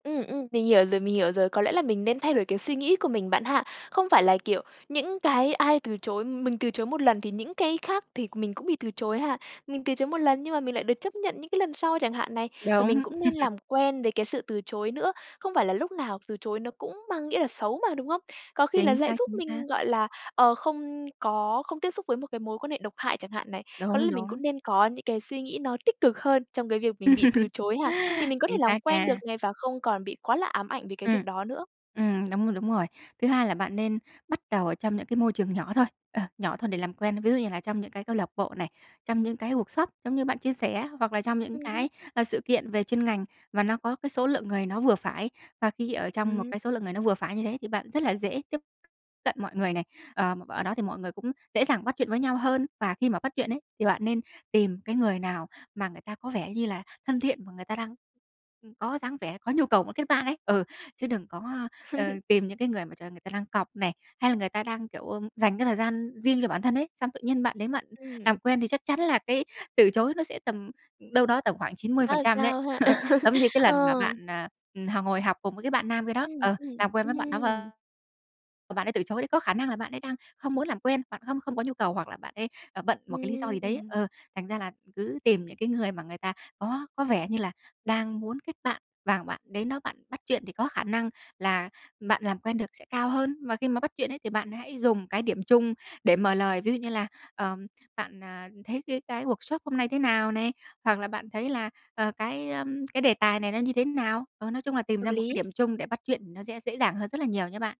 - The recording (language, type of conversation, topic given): Vietnamese, advice, Làm thế nào để vượt qua nỗi sợ bị từ chối khi bạn chủ động làm quen với người khác?
- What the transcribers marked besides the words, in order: tapping; laugh; laugh; in English: "workshop"; other background noise; laugh; chuckle; laugh; laughing while speaking: "người"; in English: "workshop"